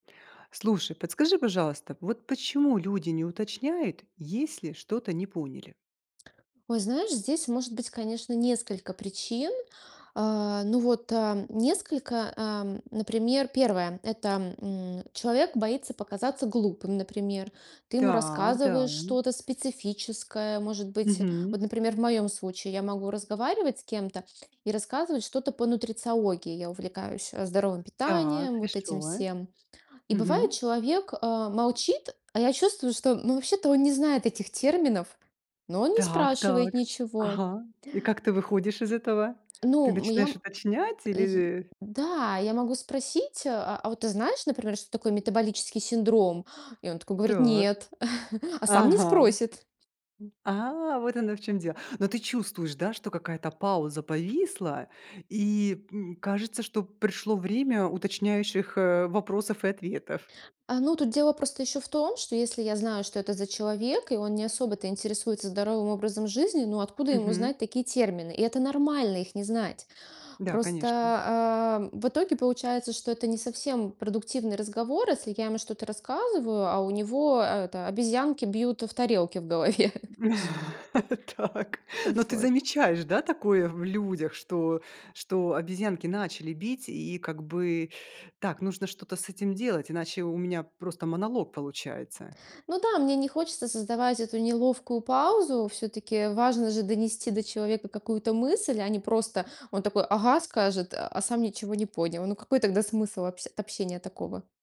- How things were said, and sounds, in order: tapping; chuckle; other background noise; laugh; laughing while speaking: "Так"; chuckle
- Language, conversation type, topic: Russian, podcast, Почему люди не уточняют, если что-то не поняли?